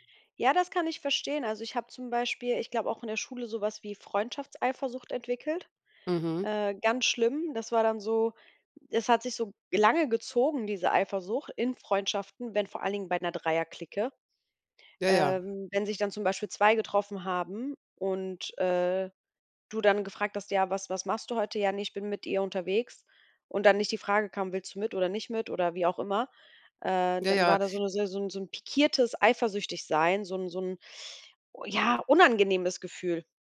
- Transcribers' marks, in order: none
- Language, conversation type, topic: German, unstructured, Wie wichtig sind Freundschaften in der Schule?